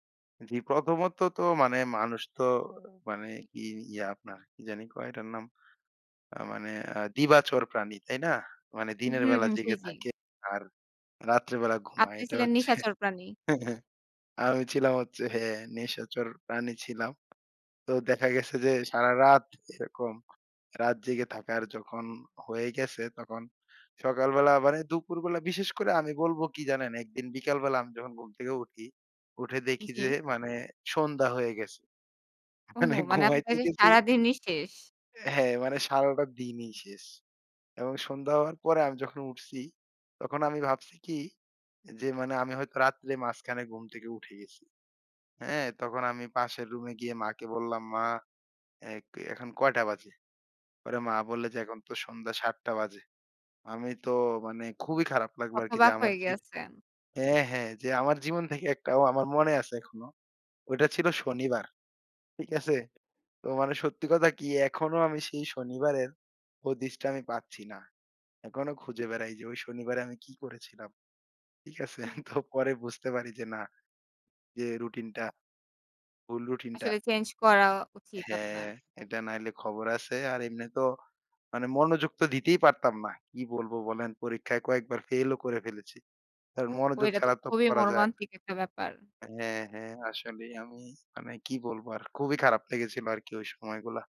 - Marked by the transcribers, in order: laughing while speaking: "হচ্ছে, আমি ছিলাম হচ্ছে"; "নিশাচর" said as "নেশাচর"; other background noise; laughing while speaking: "মানে ঘুমাইতে গেছি"; laughing while speaking: "ঠিক আছে?"
- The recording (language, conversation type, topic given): Bengali, podcast, ঘুমের আগে ফোন বা স্ক্রিন ব্যবহার করার ক্ষেত্রে তোমার রুটিন কী?